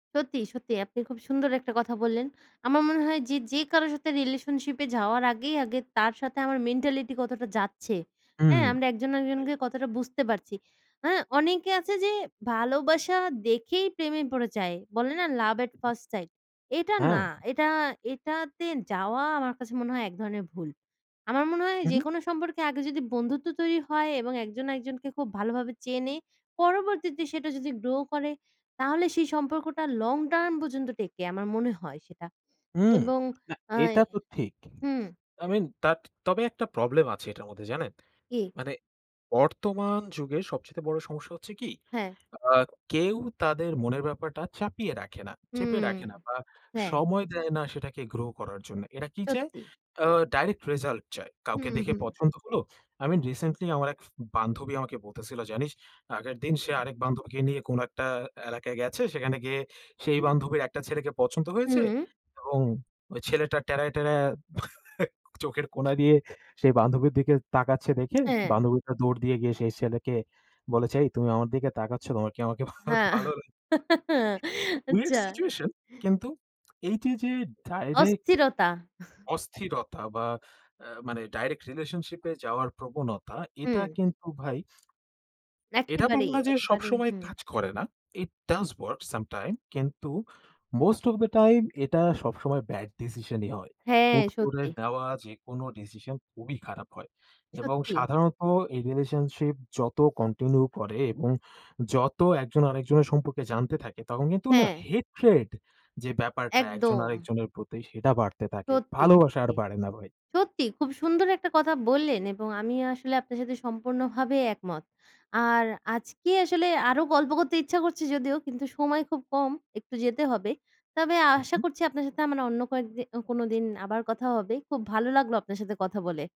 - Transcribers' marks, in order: other noise; in English: "লাভ অ্যাট ফার্স্ট সাইট?"; other background noise; chuckle; laughing while speaking: "চোখের কোনা দিয়ে"; lip smack; laughing while speaking: "ভা ভালো"; laughing while speaking: "হ্যাঁ, আচ্ছা"; chuckle; chuckle; in English: "ইট ডাস ওয়ার্ক সামটাইম"; in English: "মোস্ট অফ দ্যা টাইম"; in English: "হেট্রেড"
- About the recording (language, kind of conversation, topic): Bengali, unstructured, তুমি কি মনে করো প্রেমের সম্পর্কে একে অপরকে একটু নিয়ন্ত্রণ করা ঠিক?